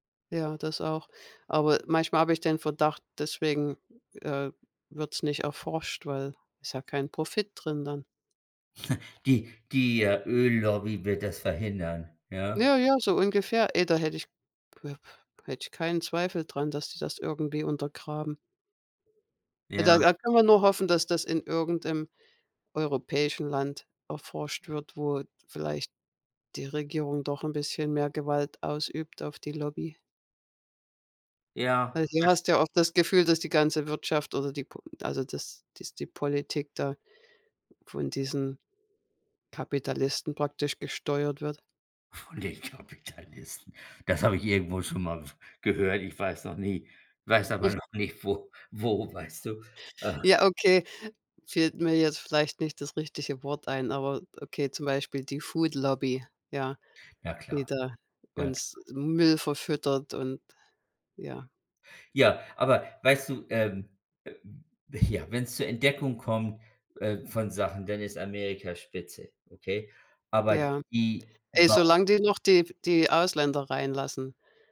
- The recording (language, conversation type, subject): German, unstructured, Warum war die Entdeckung des Penicillins so wichtig?
- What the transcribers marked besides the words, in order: snort; "irgendeinem" said as "irgendem"; laughing while speaking: "Kapitalisten"; snort; joyful: "Ja, okay"